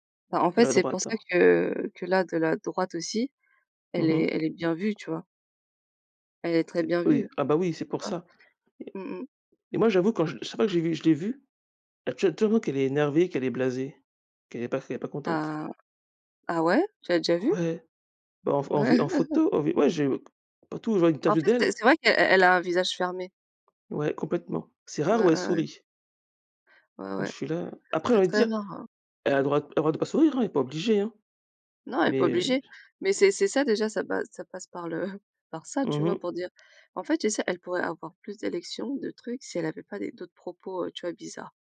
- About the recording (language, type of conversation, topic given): French, unstructured, Que penses-tu de l’importance de voter aux élections ?
- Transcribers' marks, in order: tapping; laughing while speaking: "Ouais !"; chuckle